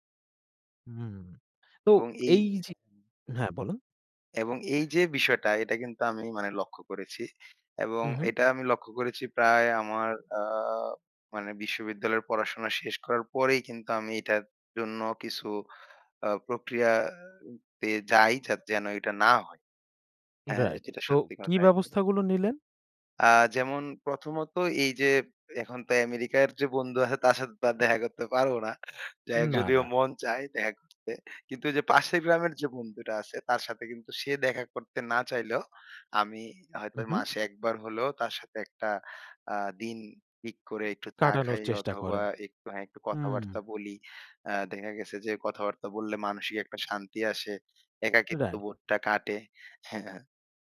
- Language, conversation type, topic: Bengali, podcast, আপনি কীভাবে একাকীত্ব কাটাতে কাউকে সাহায্য করবেন?
- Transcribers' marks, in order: laughing while speaking: "আছে তার সাথে দেখা করতে … চায় দেখা করতে"; chuckle